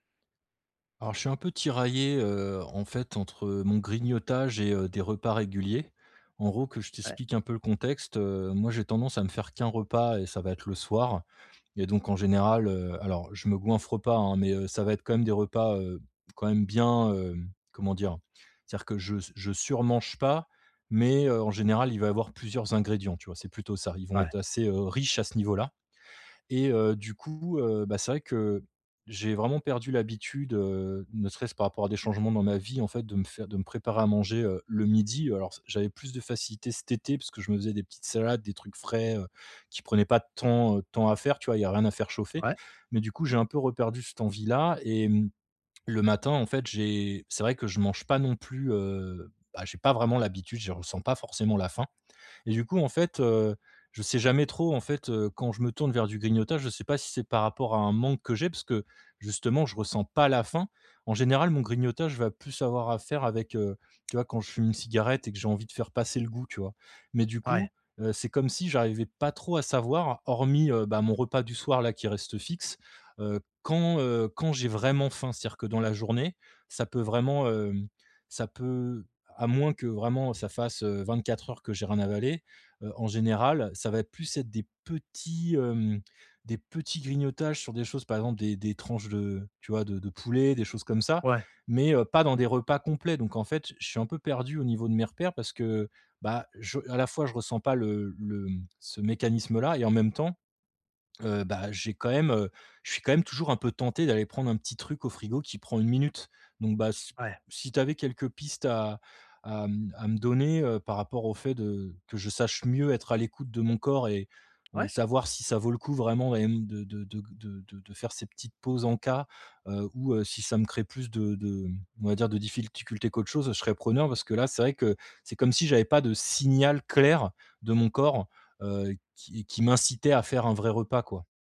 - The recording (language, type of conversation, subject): French, advice, Comment savoir si j’ai vraiment faim ou si c’est juste une envie passagère de grignoter ?
- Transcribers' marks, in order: tapping; "difficultés" said as "diffilcultés"; stressed: "signal clair"